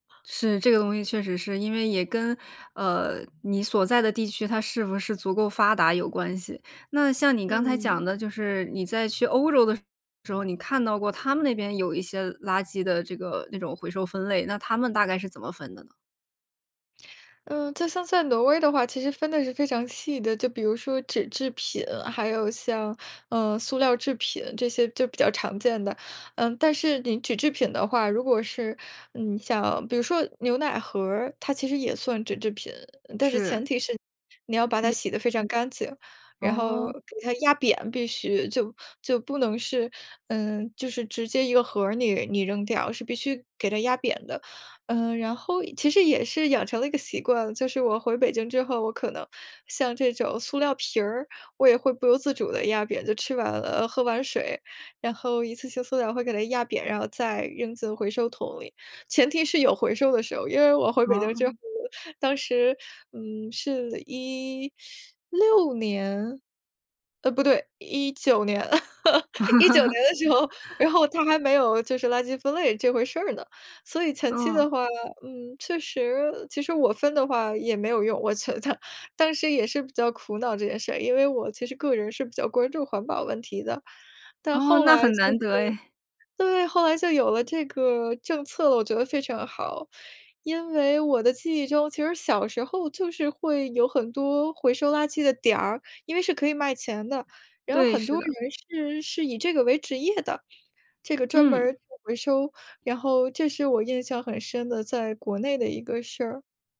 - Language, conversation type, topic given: Chinese, podcast, 垃圾分类给你的日常生活带来了哪些变化？
- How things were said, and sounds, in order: laugh; laughing while speaking: "我觉得"